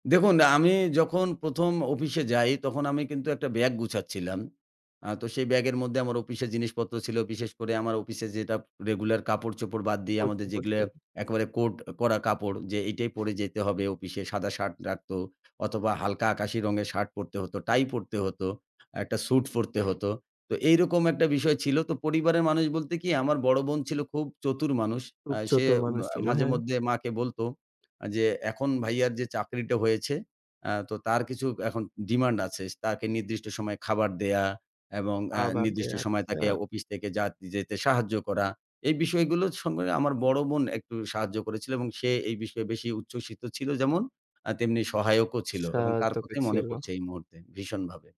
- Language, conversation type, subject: Bengali, podcast, আপনি কীভাবে পরিবার ও বন্ধুদের সামনে নতুন পরিচয় তুলে ধরেছেন?
- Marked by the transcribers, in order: none